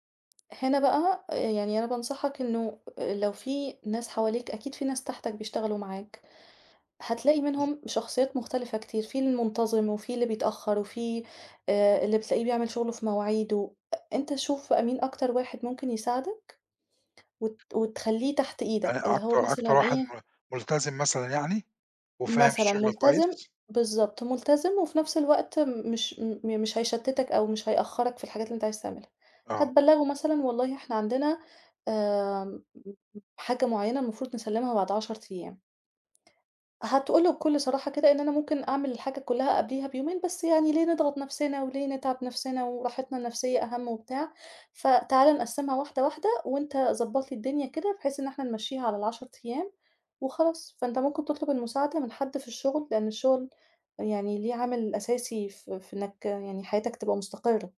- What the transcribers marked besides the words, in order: tapping; other background noise; other noise
- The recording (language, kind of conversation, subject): Arabic, advice, إيه اللي بيخليك تأجّل المهام المهمة لحدّ ما يقرب الموعد النهائي؟